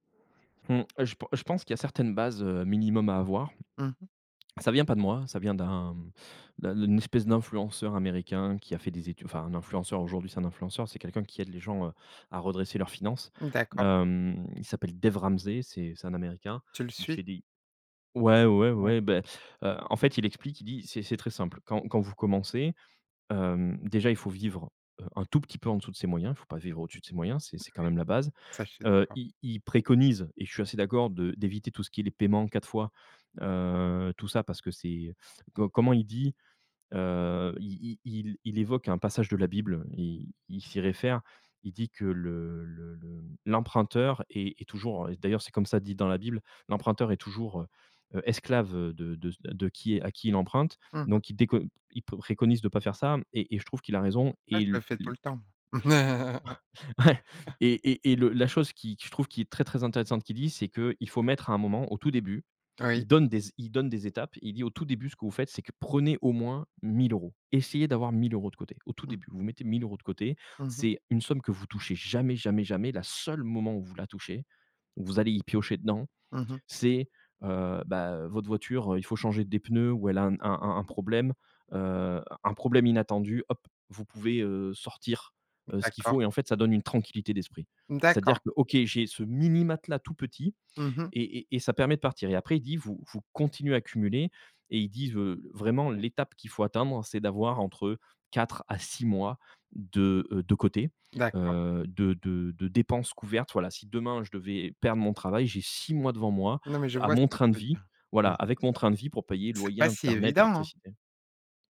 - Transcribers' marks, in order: tapping; drawn out: "heu"; laugh; other background noise; drawn out: "heu"
- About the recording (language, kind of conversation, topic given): French, podcast, Comment choisis-tu honnêtement entre la sécurité et la passion ?